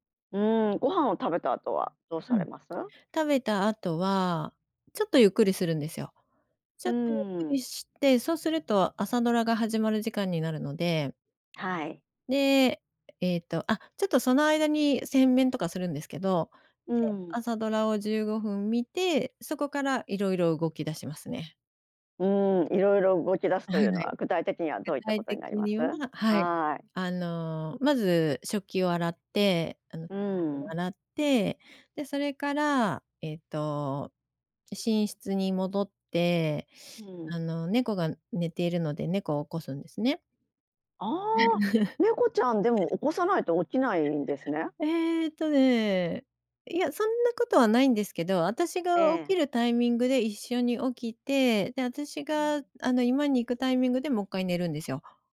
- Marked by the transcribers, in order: unintelligible speech; chuckle
- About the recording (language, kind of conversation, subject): Japanese, podcast, 朝のルーティンはどのようにしていますか？